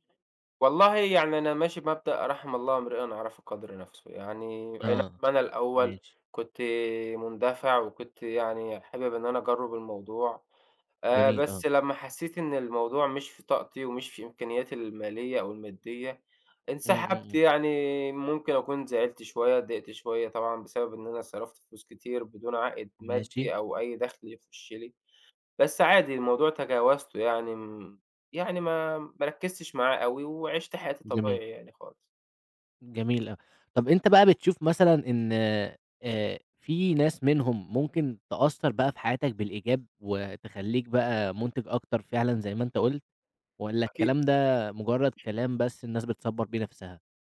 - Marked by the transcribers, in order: other noise; other background noise
- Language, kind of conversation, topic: Arabic, podcast, ازاي بتتعامل مع إنك بتقارن حياتك بحياة غيرك أونلاين؟